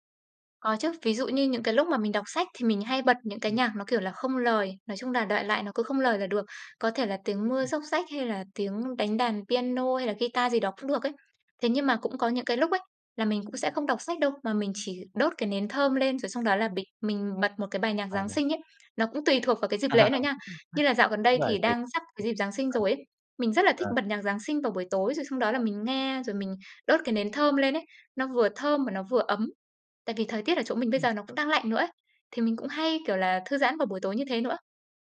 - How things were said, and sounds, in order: tapping; other background noise; unintelligible speech; laugh
- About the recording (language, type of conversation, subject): Vietnamese, podcast, Buổi tối thư giãn lý tưởng trong ngôi nhà mơ ước của bạn diễn ra như thế nào?